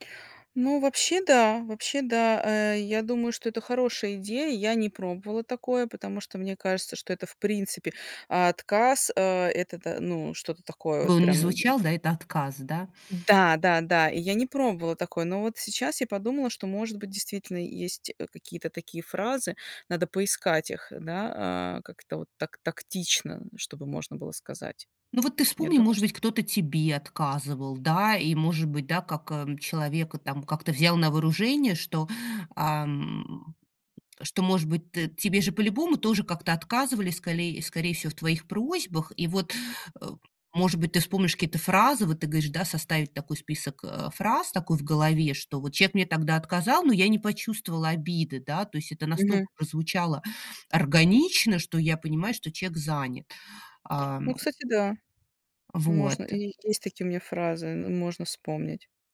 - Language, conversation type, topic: Russian, advice, Как научиться говорить «нет», не расстраивая других?
- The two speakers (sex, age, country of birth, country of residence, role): female, 40-44, Russia, Portugal, user; female, 40-44, Russia, United States, advisor
- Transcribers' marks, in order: other background noise; tapping